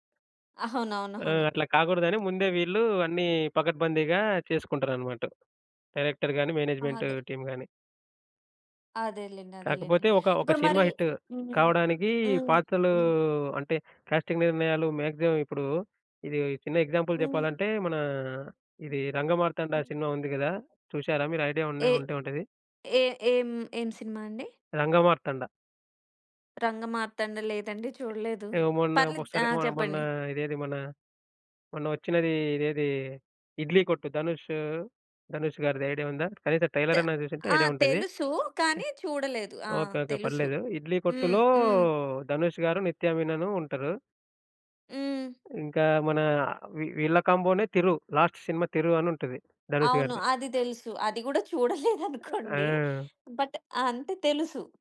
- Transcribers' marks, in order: giggle; in English: "డైరెక్టర్"; in English: "టీమ్"; in English: "హిట్"; other background noise; in English: "కాస్టింగ్"; in English: "మాక్సిమం"; in English: "ఎగ్జాంపుల్"; tapping; in English: "లాస్ట్"; chuckle; in English: "బట్"
- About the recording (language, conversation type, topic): Telugu, podcast, పాత్రలకు నటీనటులను ఎంపిక చేసే నిర్ణయాలు ఎంత ముఖ్యమని మీరు భావిస్తారు?